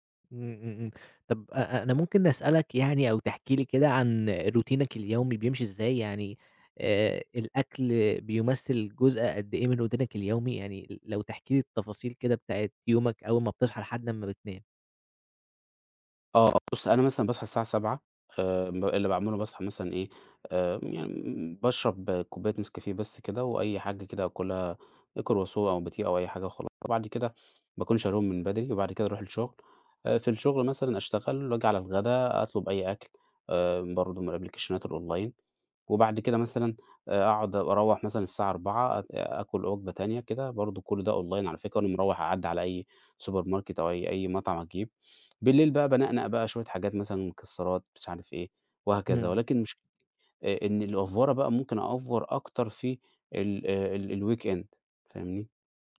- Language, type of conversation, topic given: Arabic, advice, إزاي أقدر أسيطر على اندفاعاتي زي الأكل أو الشراء؟
- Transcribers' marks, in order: in English: "روتينك"; in English: "روتينك"; in English: "الأبليكيشنات الonline"; in English: "online"; in English: "supermarket"; in English: "الأفورة"; in English: "أأفور"; in English: "الweekend"; tapping